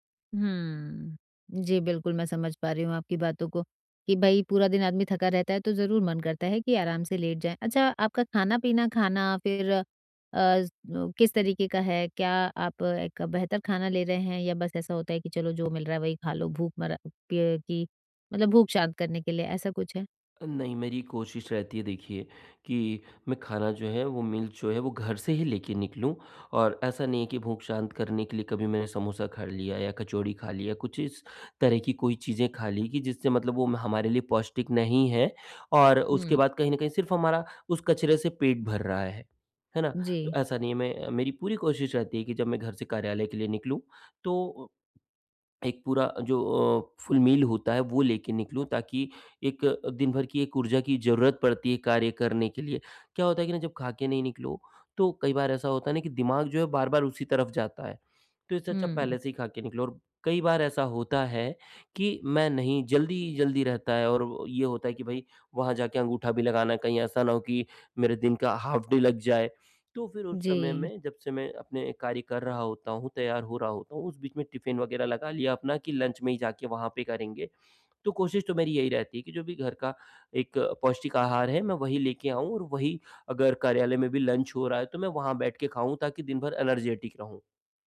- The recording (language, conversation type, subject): Hindi, advice, मैं अपनी दैनिक दिनचर्या में छोटे-छोटे आसान बदलाव कैसे शुरू करूँ?
- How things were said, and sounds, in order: other noise; other background noise; in English: "मील"; in English: "फुल मील"; in English: "हाफ डे"; tapping; in English: "लंच"; in English: "लंच"; in English: "एनर्जेटिक"